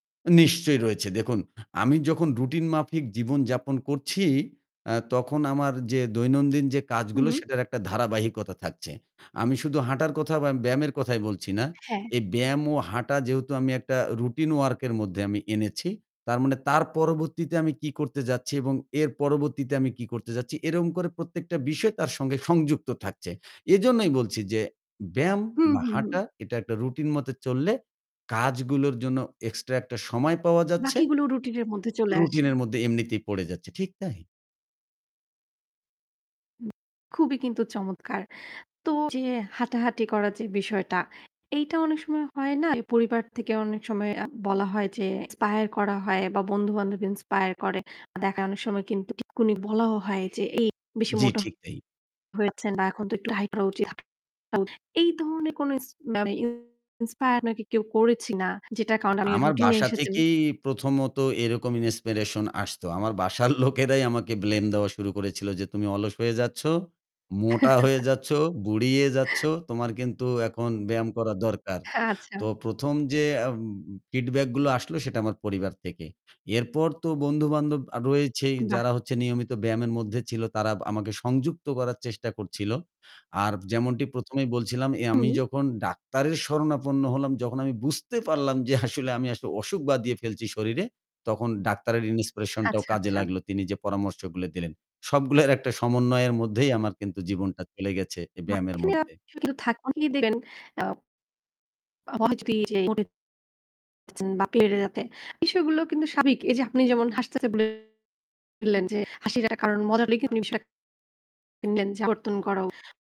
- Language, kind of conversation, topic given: Bengali, podcast, চাপ কমাতে কোন ব্যায়াম বা হাঁটার রুটিন আছে?
- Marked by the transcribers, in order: "এরকম" said as "এরম"; "মধ্যে" said as "মদ্দে"; static; horn; distorted speech; laughing while speaking: "লোকেরাই"; chuckle; unintelligible speech; unintelligible speech; unintelligible speech